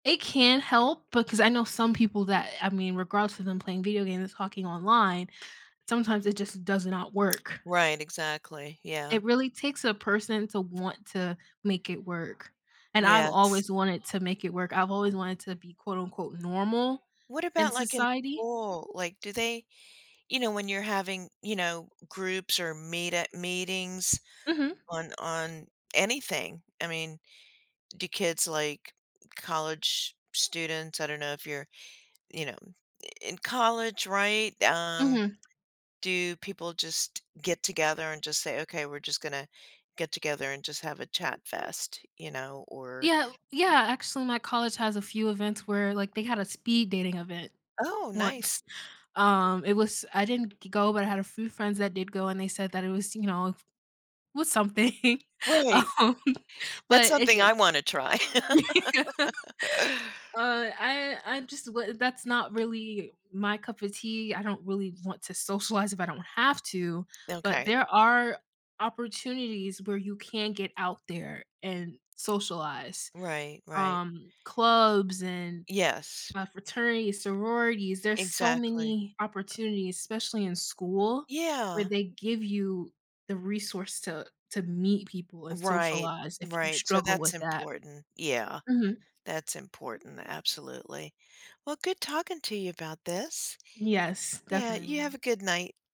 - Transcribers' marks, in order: tapping; other background noise; other noise; laughing while speaking: "something, um"; laugh
- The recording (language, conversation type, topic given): English, unstructured, How do you find a healthy balance between using technology and living in the moment?